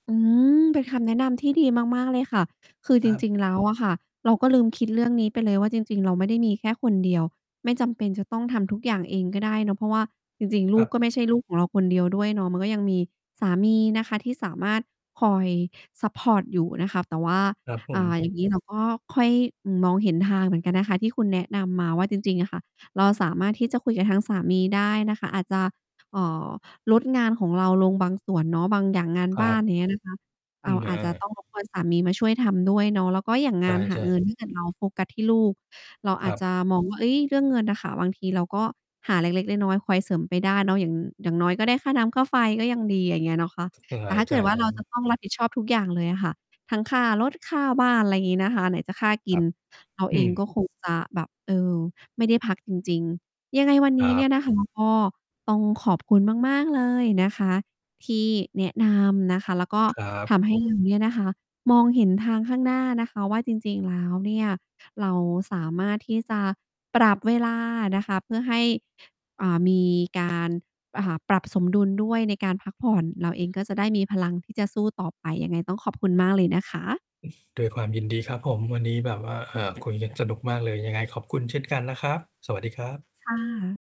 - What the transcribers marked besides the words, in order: tapping; distorted speech; other noise; mechanical hum
- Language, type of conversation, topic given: Thai, advice, การนอนหลับไม่เพียงพอส่งผลต่อสมดุลชีวิตของคุณอย่างไร?